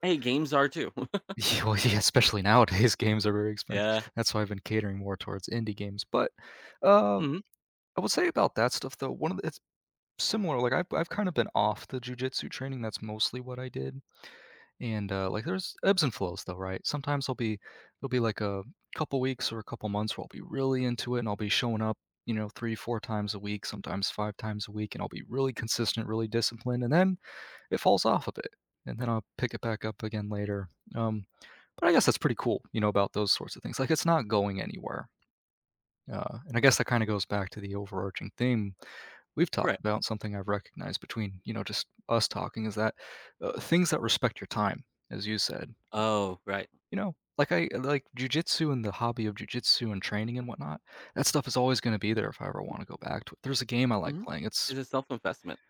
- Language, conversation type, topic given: English, unstructured, How do you decide which hobby projects to finish and which ones to abandon?
- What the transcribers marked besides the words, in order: chuckle; laughing while speaking: "Y Oh yeah"; laughing while speaking: "nowadays"; tapping; other background noise